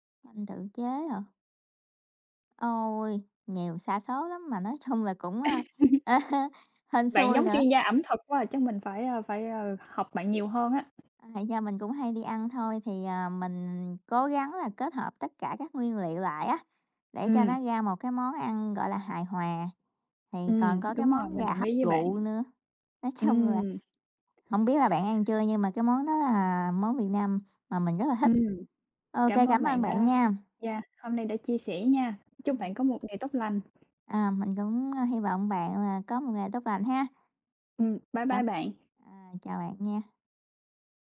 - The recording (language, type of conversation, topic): Vietnamese, unstructured, Bạn có bí quyết nào để nấu canh ngon không?
- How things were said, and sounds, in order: tapping; laughing while speaking: "chung"; chuckle; laughing while speaking: "chung"; other background noise